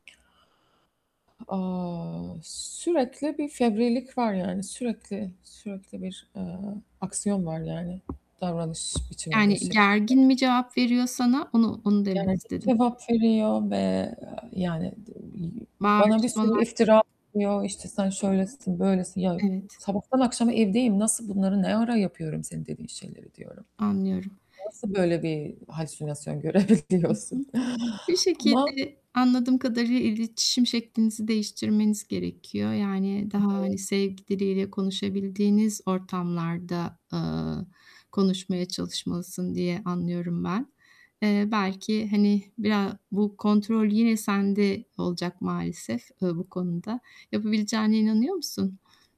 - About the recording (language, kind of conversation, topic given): Turkish, advice, Eşimle sürekli aynı konuda tekrarlayan kavgaları nasıl çözebiliriz?
- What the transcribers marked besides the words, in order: static; other background noise; tapping; distorted speech; laughing while speaking: "görebiliyorsun?"